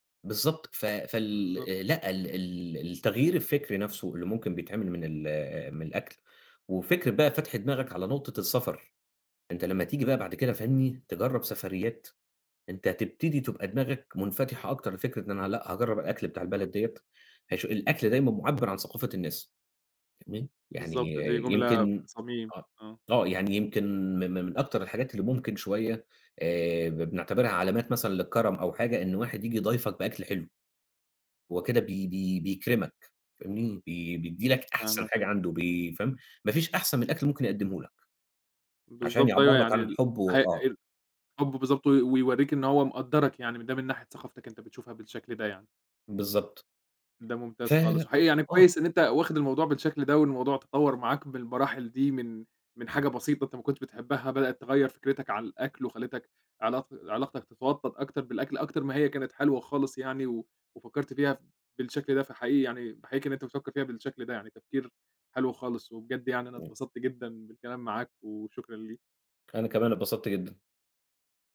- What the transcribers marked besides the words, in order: tapping
- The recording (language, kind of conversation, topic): Arabic, podcast, ايه هو الطعم اللي غيّر علاقتك بالأكل؟